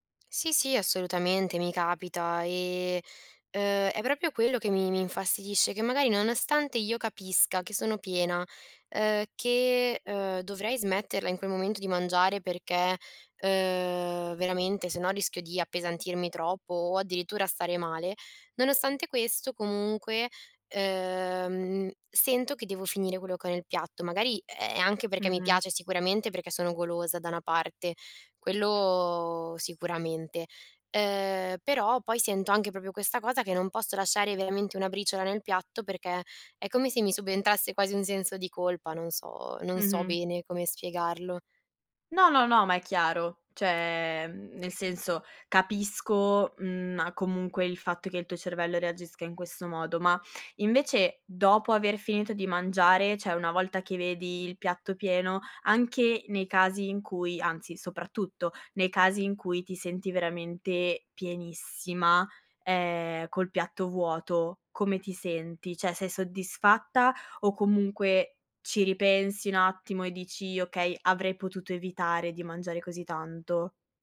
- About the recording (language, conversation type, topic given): Italian, advice, Come posso imparare a riconoscere la mia fame e la sazietà prima di mangiare?
- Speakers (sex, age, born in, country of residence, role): female, 20-24, Italy, Italy, user; female, 25-29, Italy, Italy, advisor
- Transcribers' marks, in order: tapping; "Cioè" said as "ceh"